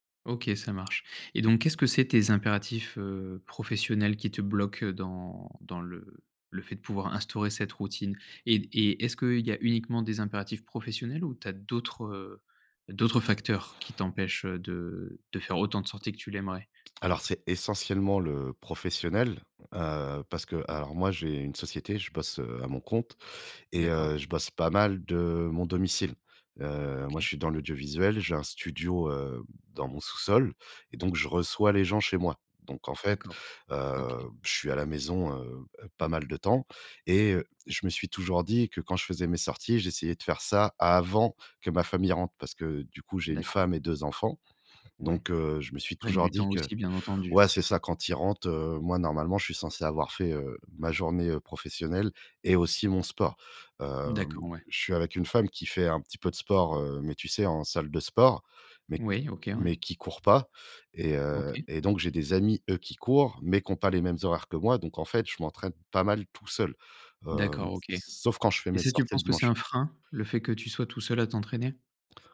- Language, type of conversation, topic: French, advice, Comment puis-je mettre en place et tenir une routine d’exercice régulière ?
- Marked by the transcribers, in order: stressed: "avant"